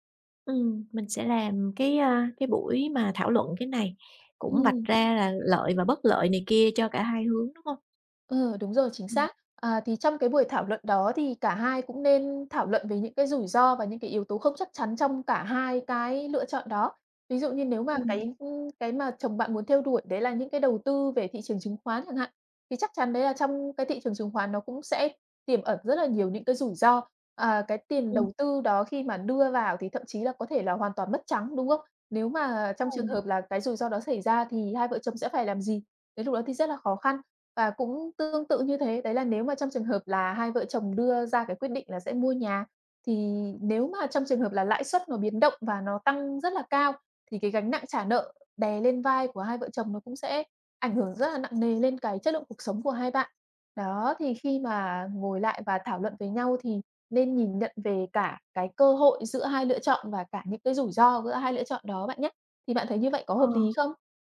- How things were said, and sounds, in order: tapping; other background noise
- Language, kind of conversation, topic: Vietnamese, advice, Nên mua nhà hay tiếp tục thuê nhà?